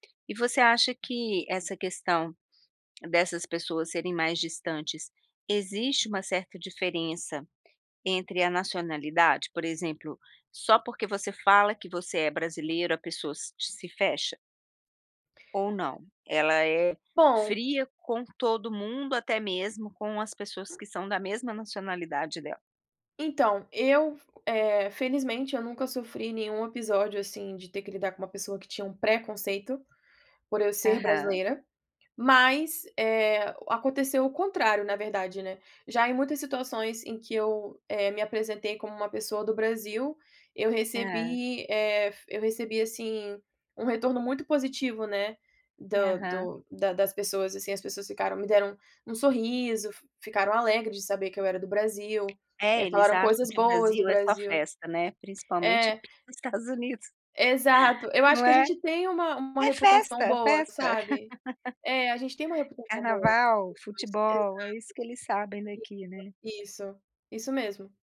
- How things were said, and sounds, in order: other noise; tapping; chuckle; laugh; unintelligible speech
- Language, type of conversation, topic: Portuguese, podcast, O que te dá mais orgulho na sua origem cultural?